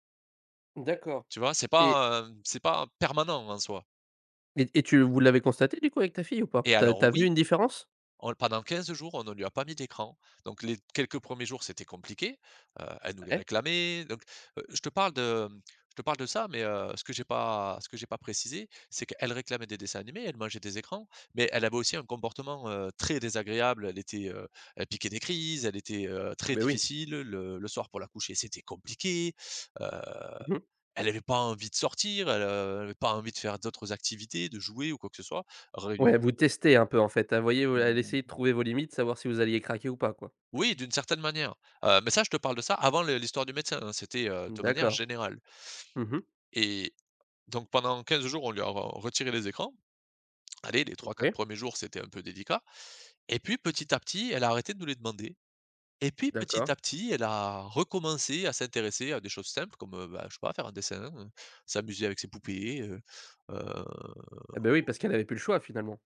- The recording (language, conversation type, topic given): French, podcast, Comment gères-tu le temps d’écran en famille ?
- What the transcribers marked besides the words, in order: stressed: "permanent"; stressed: "réclamait"; stressed: "crises"; stressed: "compliqué"; unintelligible speech; other background noise; drawn out: "heu"